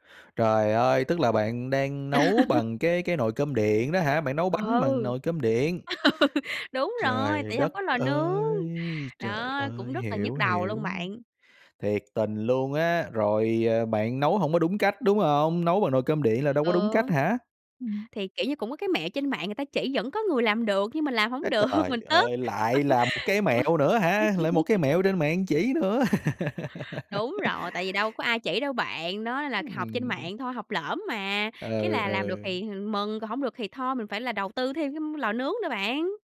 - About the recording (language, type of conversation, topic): Vietnamese, podcast, Bạn có thể kể về một lần nấu ăn thất bại và bạn đã học được điều gì từ đó không?
- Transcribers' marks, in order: laugh; laugh; tapping; background speech; other background noise; laughing while speaking: "được"; laugh; laugh